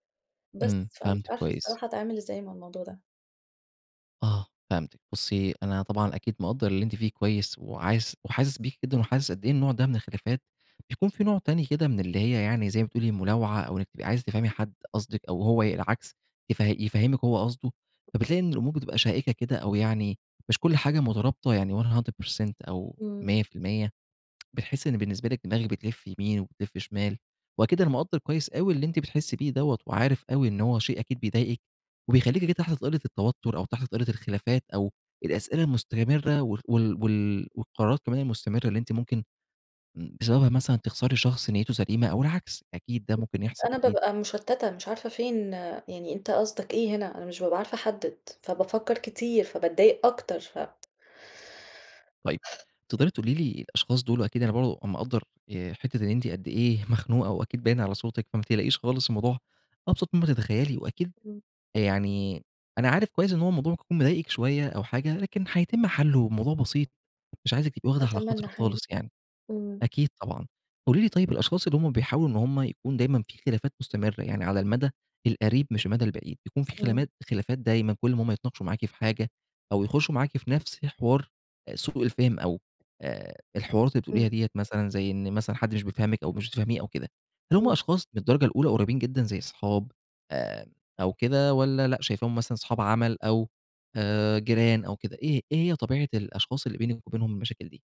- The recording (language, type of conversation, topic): Arabic, advice, ليه بيطلع بينّا خلافات كتير بسبب سوء التواصل وسوء الفهم؟
- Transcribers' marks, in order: in English: "one hundred percent %100"; tapping